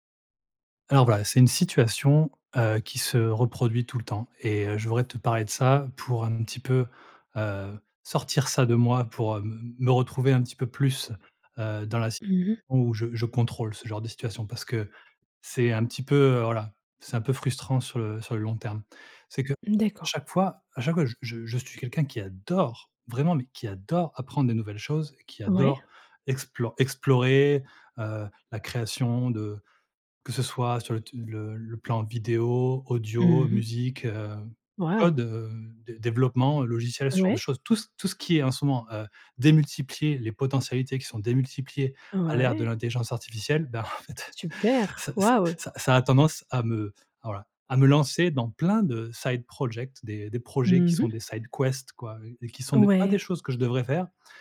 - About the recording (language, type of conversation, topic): French, advice, Comment surmonter mon perfectionnisme qui m’empêche de finir ou de partager mes œuvres ?
- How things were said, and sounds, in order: stressed: "adore"; stressed: "adore"; other background noise; laughing while speaking: "Ben, en fait"; in English: "side project"; in English: "side quest"